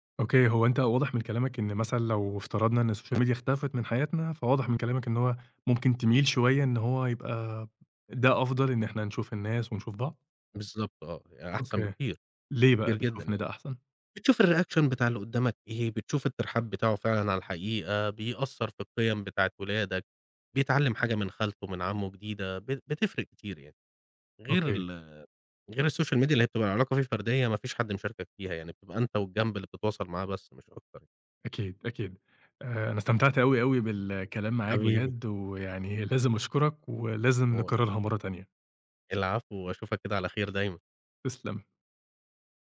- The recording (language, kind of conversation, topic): Arabic, podcast, إيه رأيك في تأثير السوشيال ميديا على العلاقات؟
- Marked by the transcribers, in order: in English: "الsocial media"; in English: "الreaction"; in English: "الsocial media"; unintelligible speech